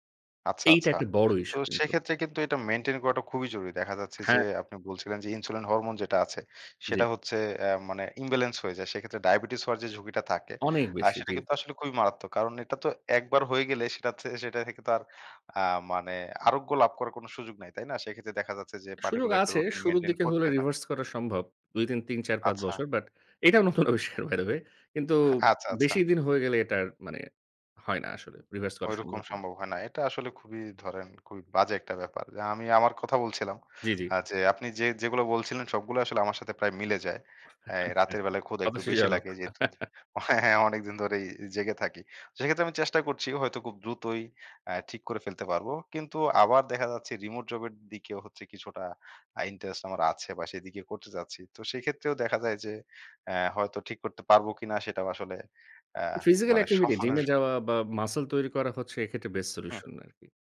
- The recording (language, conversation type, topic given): Bengali, podcast, রিমোট কাজে কাজের সময় আর ব্যক্তিগত সময়ের সীমানা আপনি কীভাবে ঠিক করেন?
- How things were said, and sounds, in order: other background noise; in English: "ইমব্যালেন্স"; laughing while speaking: "অবিষ বাই দা ওয়ে"; laughing while speaking: "আচ্ছা"; laughing while speaking: "আচ্ছা, হতাশাজনক"; chuckle; in English: "এক্টিভিটি"